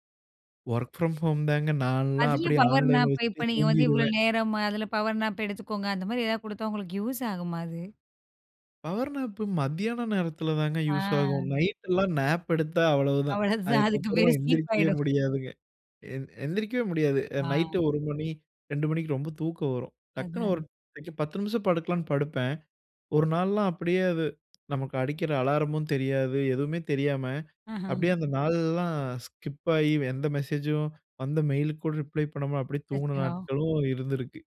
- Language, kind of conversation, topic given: Tamil, podcast, தினசரி தூக்கம் உங்கள் மனநிலையை எவ்வாறு பாதிக்கிறது?
- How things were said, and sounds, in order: in English: "வொர்க் ஃப்ரம் ஹோம்"; in English: "பவர் நாப்பு"; in English: "ஆன்லைன்ல"; in English: "பவர் நாப்"; in English: "யூஸ்"; in English: "பவர் நாப்பு"; in English: "யூஸு"; in another language: "நைட்"; in English: "நாப்"; laughing while speaking: "அவ்வளவுதான். அதுக்கு பேரு ஸ்லீப் ஆயிடும்!"; in English: "ஸ்லீப்"; in another language: "அலாரமும்"; in English: "ஸ்கிப்"; in English: "மெசேஜ்ஜூம்"; in English: "மெயிலுக்கு"; in English: "ரிப்ளை"